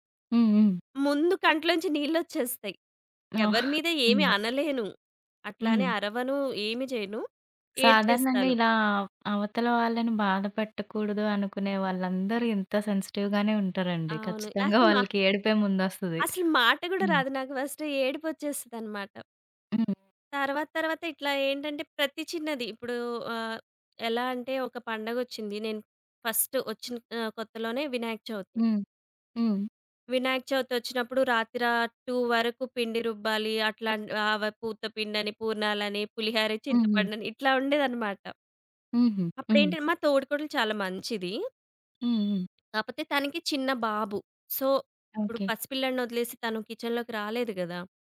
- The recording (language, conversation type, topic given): Telugu, podcast, చేయలేని పనిని మర్యాదగా ఎలా నిరాకరించాలి?
- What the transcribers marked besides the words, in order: other background noise; in English: "సెన్సిటివ్"; chuckle; in English: "ఫస్ట్"; in English: "టూ"; horn; tapping; in English: "సో"; in English: "కిచెన్‌లోకి"